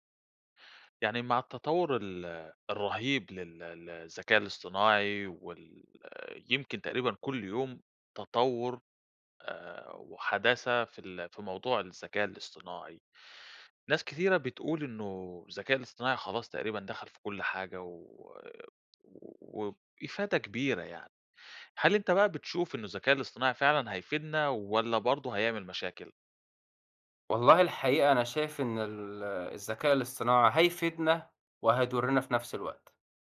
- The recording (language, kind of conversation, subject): Arabic, podcast, تفتكر الذكاء الاصطناعي هيفيدنا ولا هيعمل مشاكل؟
- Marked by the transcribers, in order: none